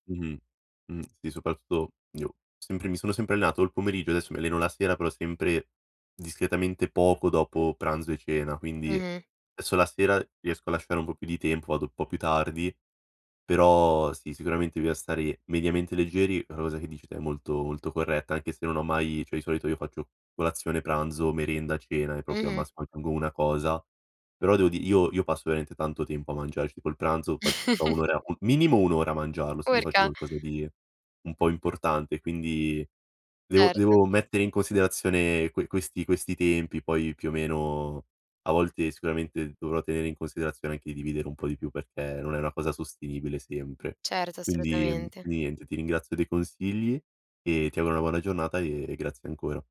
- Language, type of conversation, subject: Italian, advice, Come posso mantenere abitudini sane quando viaggio o nei fine settimana fuori casa?
- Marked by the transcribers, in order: "bisogna" said as "bioa"; "cioè" said as "ciè"; "proprio" said as "propio"; chuckle; unintelligible speech; "sostenibile" said as "sostinibile"